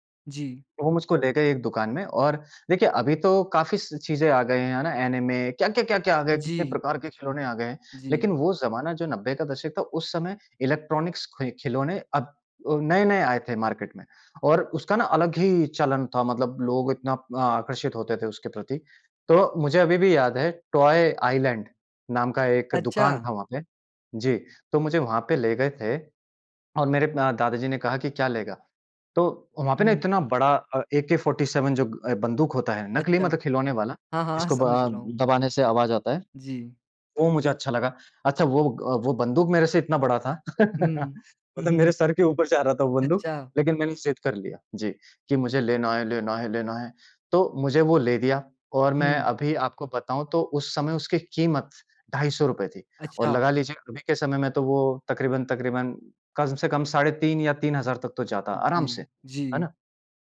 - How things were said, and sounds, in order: in English: "ऐनिमे"; in English: "इलेक्ट्रॉनिक्स"; in English: "मार्केट"; laugh; chuckle
- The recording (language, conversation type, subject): Hindi, podcast, कौन सा खिलौना तुम्हें आज भी याद आता है?